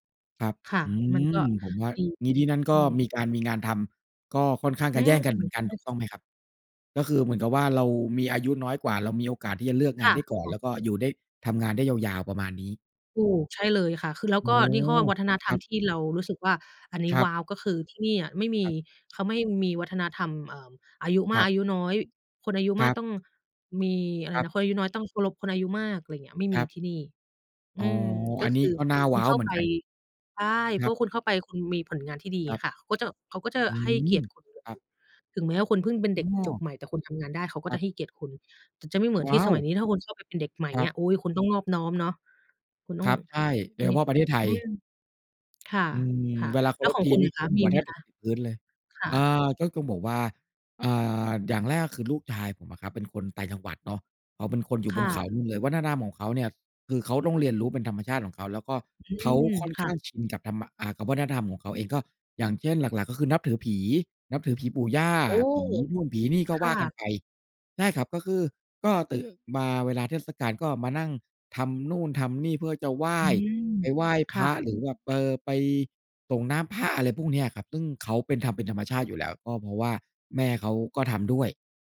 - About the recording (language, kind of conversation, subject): Thai, unstructured, เด็กๆ ควรเรียนรู้อะไรเกี่ยวกับวัฒนธรรมของตนเอง?
- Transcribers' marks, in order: other background noise; background speech